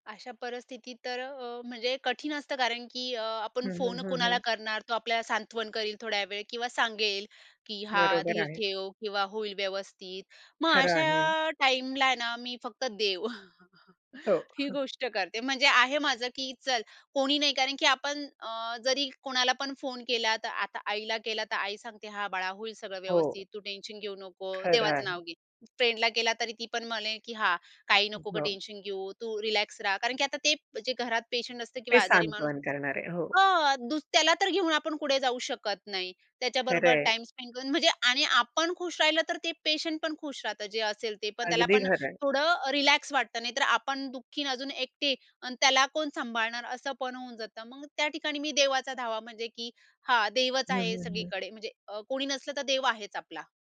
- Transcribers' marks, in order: tapping; chuckle; chuckle; other background noise; in English: "स्पेंड"
- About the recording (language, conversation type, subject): Marathi, podcast, कुटुंबात असूनही एकटं वाटल्यास काय कराल?